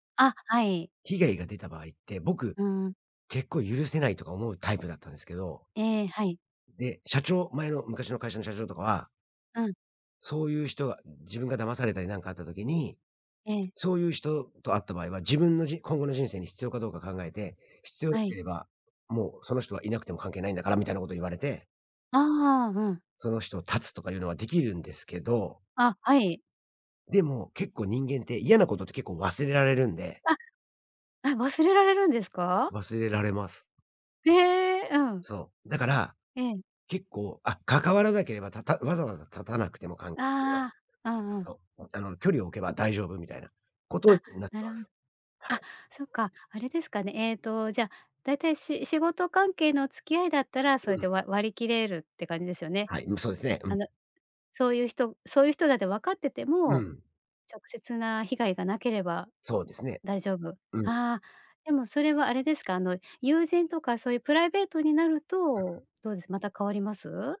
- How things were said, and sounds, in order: none
- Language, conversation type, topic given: Japanese, podcast, 直感と理屈、普段どっちを優先する？